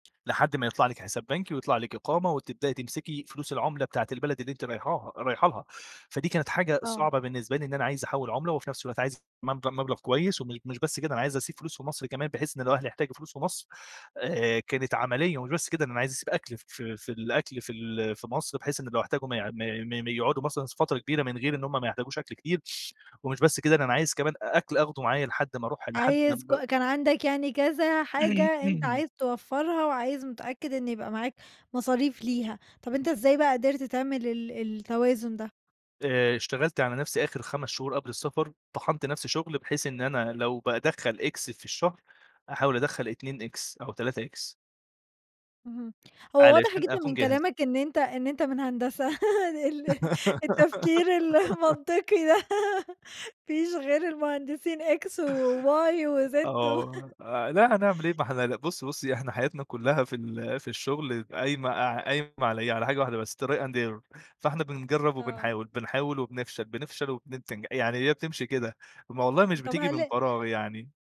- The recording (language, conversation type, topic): Arabic, podcast, إزاي قدرت توازن مصاريفك وإنت بتغيّر في حياتك؟
- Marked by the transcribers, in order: inhale; throat clearing; tapping; other noise; in English: "X"; in English: "X"; in English: "X"; laugh; laughing while speaking: "ال التفكير المنطقي ده ما فيش غير المهندسين X وY وZ و"; in English: "X وY وZ"; chuckle; in English: "try and error"; "وبننتج" said as "وبننتنج"